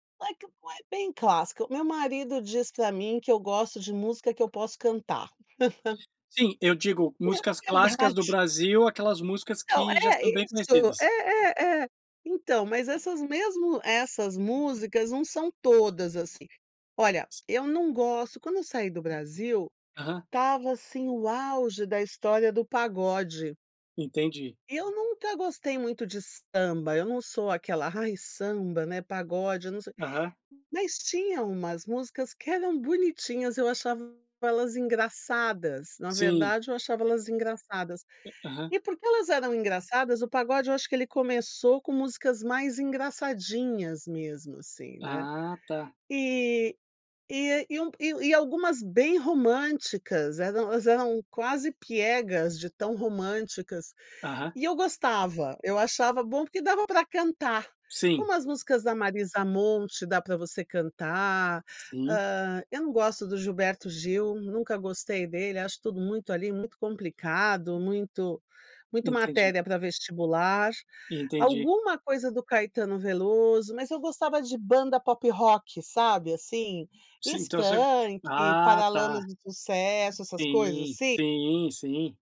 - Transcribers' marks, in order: laugh; laughing while speaking: "É verdade"
- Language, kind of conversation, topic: Portuguese, podcast, Como a música influencia seu humor diário?